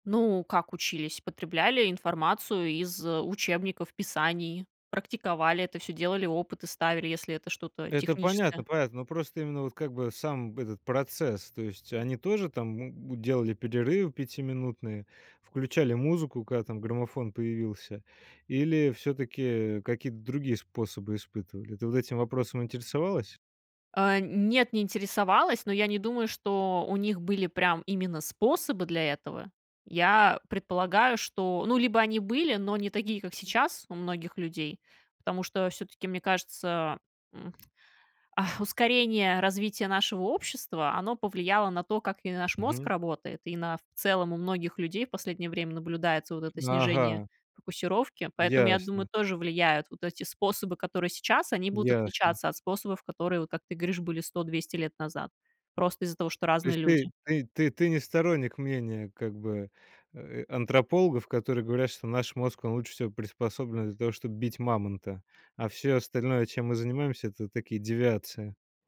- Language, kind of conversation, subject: Russian, podcast, Что ты делаешь, когда чувствуешь, что теряешь концентрацию?
- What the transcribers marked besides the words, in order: tapping; other background noise